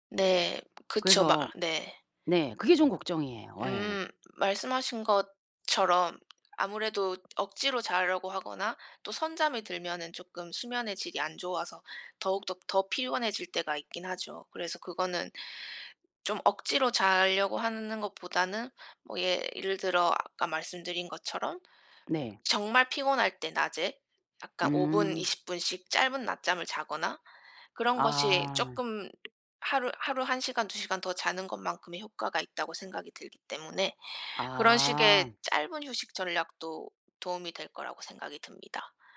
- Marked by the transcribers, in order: tapping; "하는" said as "한는"; other background noise
- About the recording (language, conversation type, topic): Korean, advice, 수면과 짧은 휴식으로 하루 에너지를 효과적으로 회복하려면 어떻게 해야 하나요?